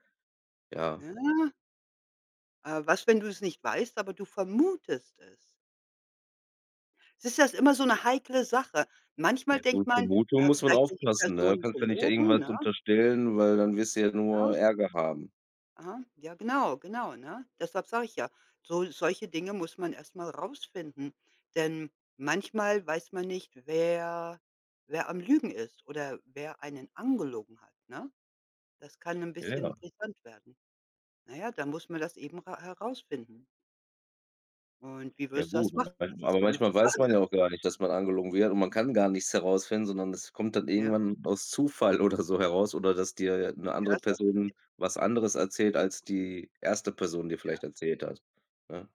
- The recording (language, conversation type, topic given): German, unstructured, Wie wichtig ist Ehrlichkeit in einer Beziehung für dich?
- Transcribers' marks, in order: drawn out: "Ja"; unintelligible speech; laughing while speaking: "oder so"